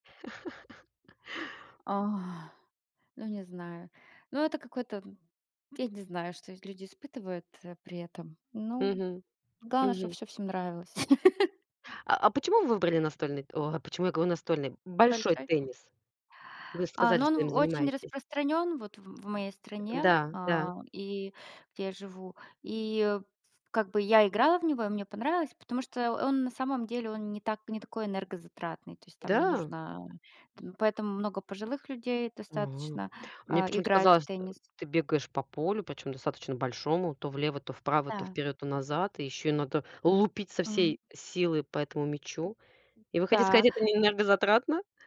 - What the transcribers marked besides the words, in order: laugh; exhale; laugh; tapping; other background noise
- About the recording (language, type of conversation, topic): Russian, unstructured, Какой спорт тебе нравится и почему?